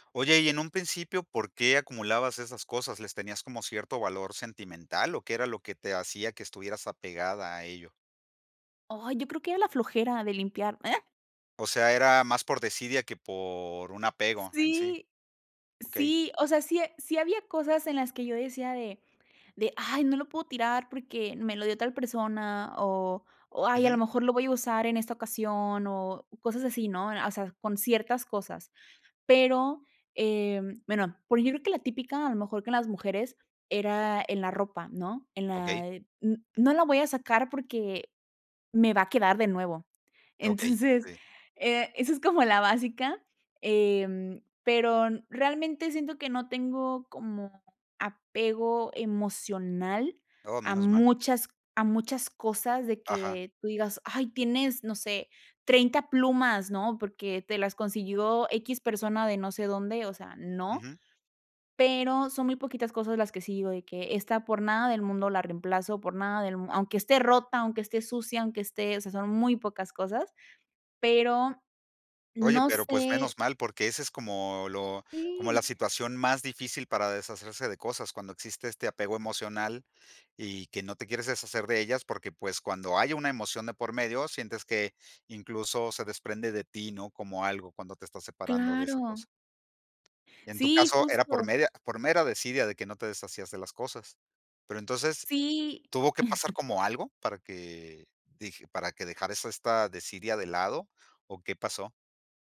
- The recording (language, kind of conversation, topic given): Spanish, podcast, ¿Cómo haces para no acumular objetos innecesarios?
- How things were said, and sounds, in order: other noise; laughing while speaking: "Entonces, eh, eso es como la básica"; other background noise; chuckle